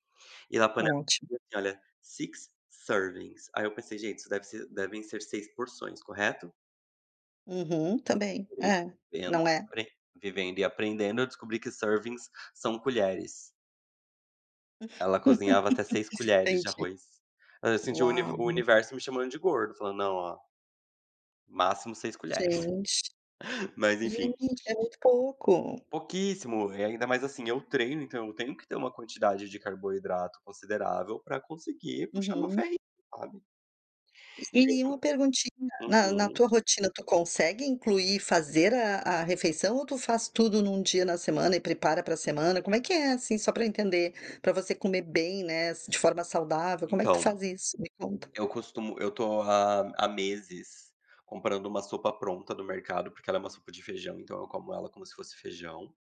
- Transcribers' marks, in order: in English: "Six servings"; in English: "servings"; laugh; chuckle; unintelligible speech; other background noise
- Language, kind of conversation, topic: Portuguese, advice, Como a sua rotina lotada impede você de preparar refeições saudáveis?